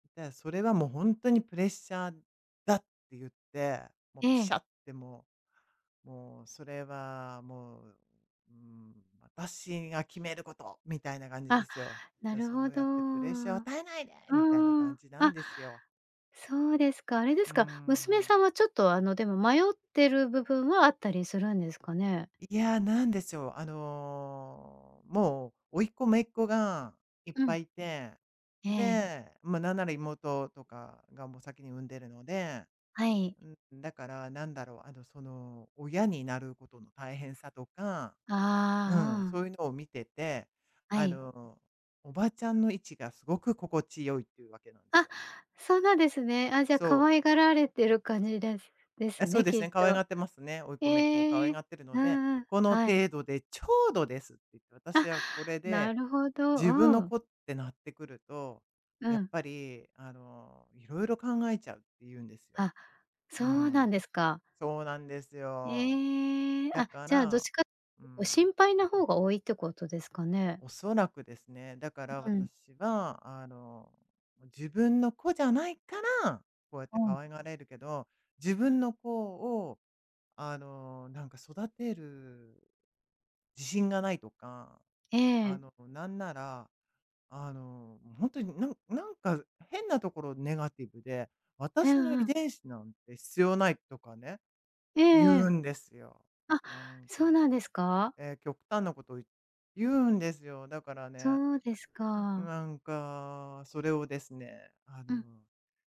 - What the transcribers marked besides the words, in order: tapping; put-on voice: "与えないで！"; other noise
- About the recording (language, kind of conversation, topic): Japanese, advice, 家族や友人から子どもを持つようにプレッシャーを受けていますか？